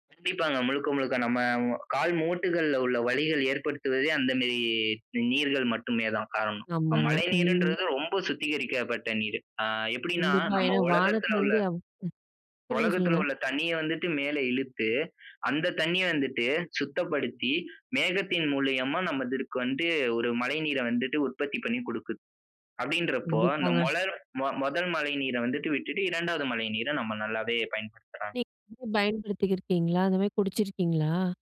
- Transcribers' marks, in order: "நமக்கு" said as "நமதுர்க்கு"
- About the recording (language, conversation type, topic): Tamil, podcast, நீர் சேமிப்பதற்கான எளிய வழிகள் என்ன?